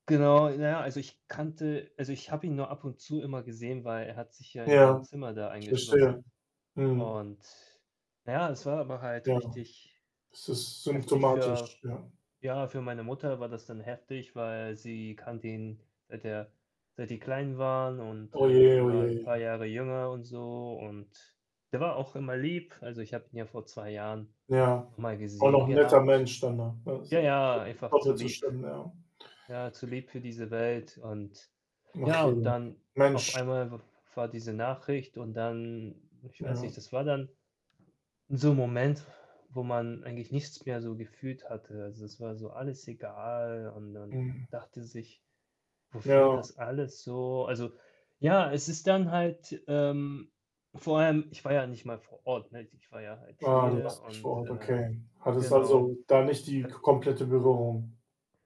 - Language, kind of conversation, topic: German, unstructured, Wie hat ein Verlust in deinem Leben deine Sichtweise verändert?
- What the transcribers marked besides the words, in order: static; other background noise; unintelligible speech; unintelligible speech; sigh; distorted speech